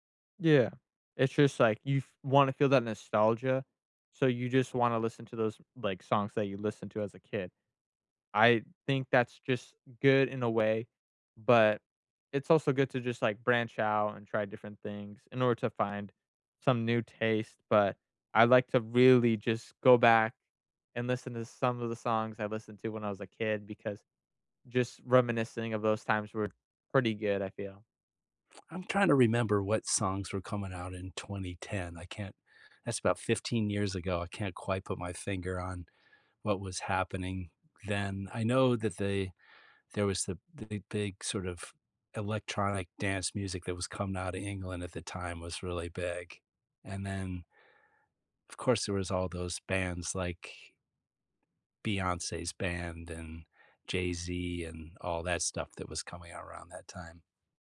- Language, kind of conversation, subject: English, unstructured, How do you think music affects your mood?
- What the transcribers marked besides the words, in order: tapping